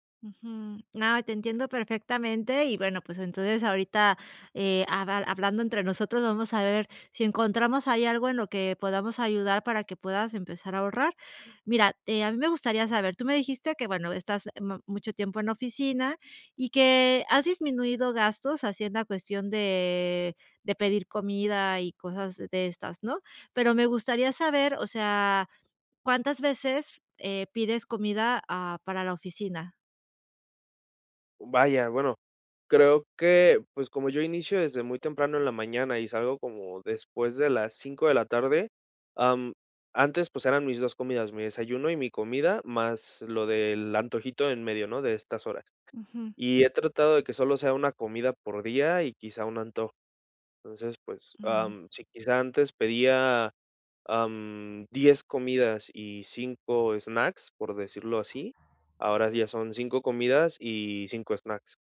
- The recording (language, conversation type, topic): Spanish, advice, ¿Por qué no logro ahorrar nada aunque reduzco gastos?
- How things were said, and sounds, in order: unintelligible speech